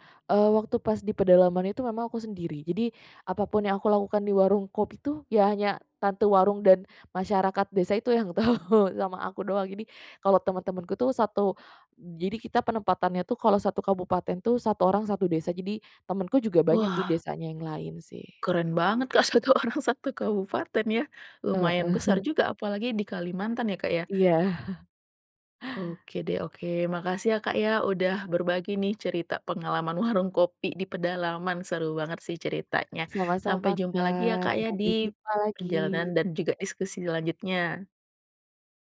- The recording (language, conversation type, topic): Indonesian, podcast, Menurutmu, mengapa orang suka berkumpul di warung kopi atau lapak?
- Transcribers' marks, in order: laughing while speaking: "tahu"; laughing while speaking: "Kak, satu orang"; throat clearing; chuckle; laughing while speaking: "warung"